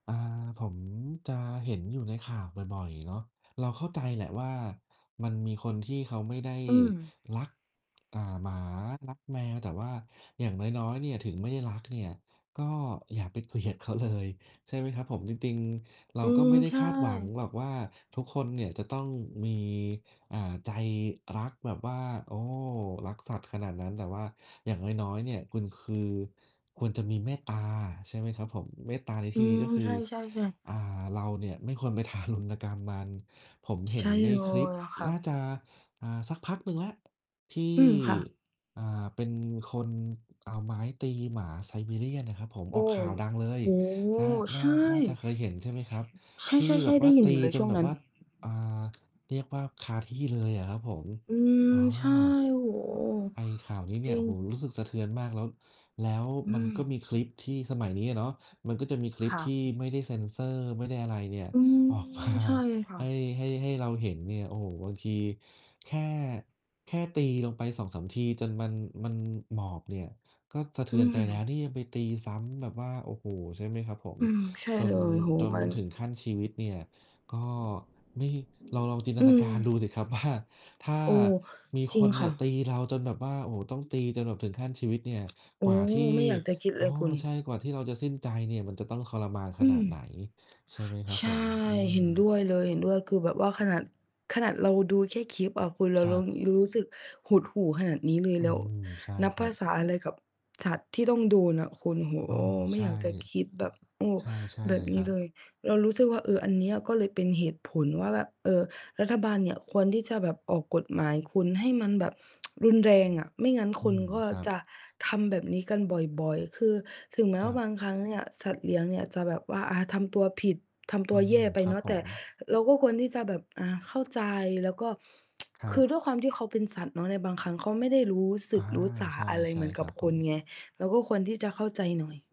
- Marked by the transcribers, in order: distorted speech; tapping; laughing while speaking: "เกลียดเขา"; mechanical hum; static; background speech; tsk; other background noise; other street noise; tsk; tsk
- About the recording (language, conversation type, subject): Thai, unstructured, ควรมีบทลงโทษอย่างไรกับผู้ที่ทารุณกรรมสัตว์?